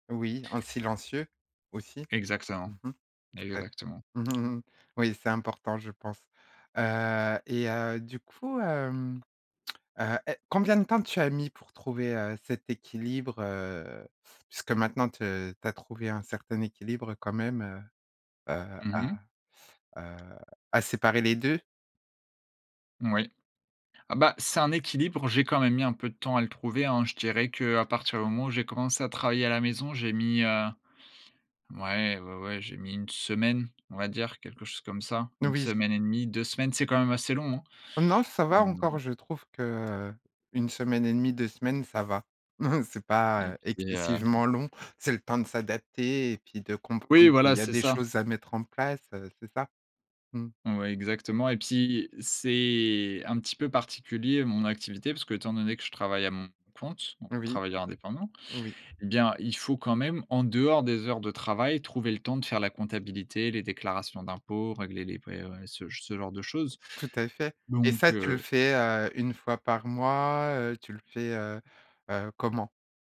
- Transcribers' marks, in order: chuckle; other background noise; chuckle; tapping
- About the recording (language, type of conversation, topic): French, podcast, Comment trouves-tu l’équilibre entre le travail et la vie personnelle ?